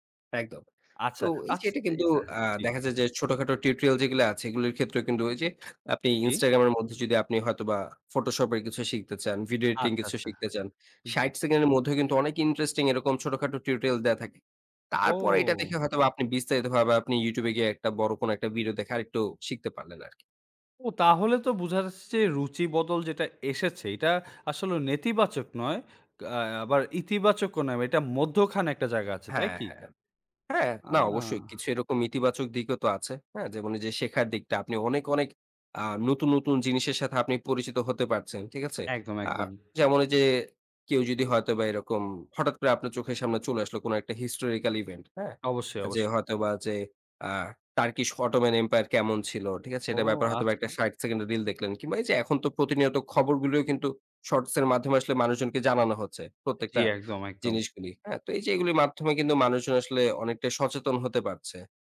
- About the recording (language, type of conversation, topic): Bengali, podcast, ক্ষুদ্রমেয়াদি ভিডিও আমাদের দেখার পছন্দকে কীভাবে বদলে দিয়েছে?
- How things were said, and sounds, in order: tapping; other noise; drawn out: "ও"; "যাচ্ছে" said as "যাছে"; drawn out: "আ"; in English: "historical event"; in English: "Turkish Ottoman Empire"